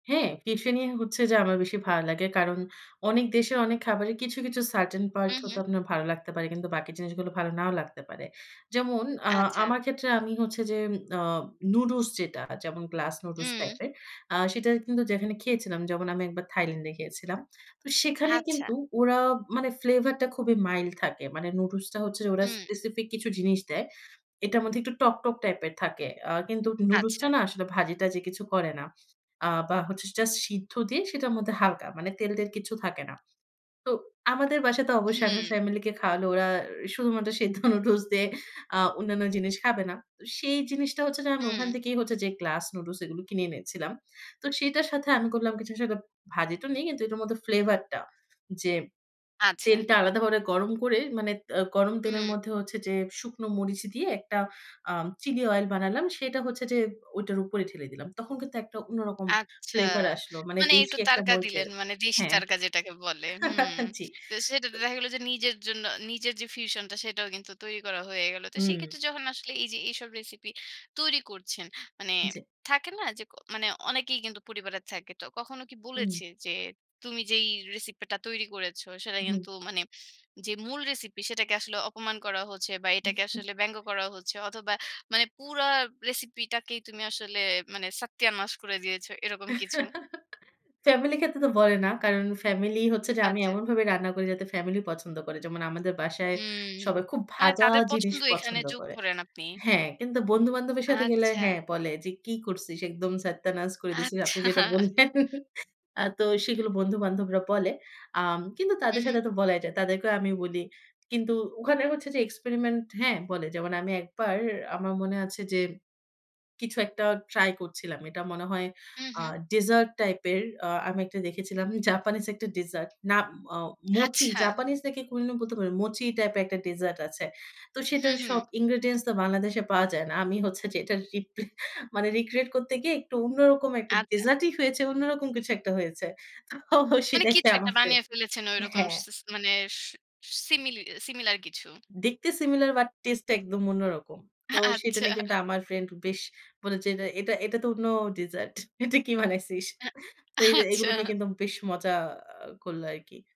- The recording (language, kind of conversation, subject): Bengali, podcast, আপনি বিদেশি খাবারকে নিজের রেসিপির সঙ্গে মিশিয়ে কীভাবে নতুন স্বাদ তৈরি করেন?
- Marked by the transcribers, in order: in English: "সার্টেন"; in English: "স্পেসিফিক"; laughing while speaking: "সেদ্ধ নুডলস দিয়ে"; chuckle; chuckle; chuckle; in Hindi: "সাত্তিয়া নাস"; laughing while speaking: "আচ্ছা"; laughing while speaking: "বললেন"; laughing while speaking: "আচ্ছা"; laughing while speaking: "রিপে মানে রিক্রিয়েট করতে গিয়ে"; laughing while speaking: "তো সেটাকে আমার ফ্রেন"; in English: "সিমিলার"; in English: "সিমিলার"; laughing while speaking: "আচ্ছা"; laughing while speaking: "এটা কি বানাইছিস?"; laughing while speaking: "আচ্ছা"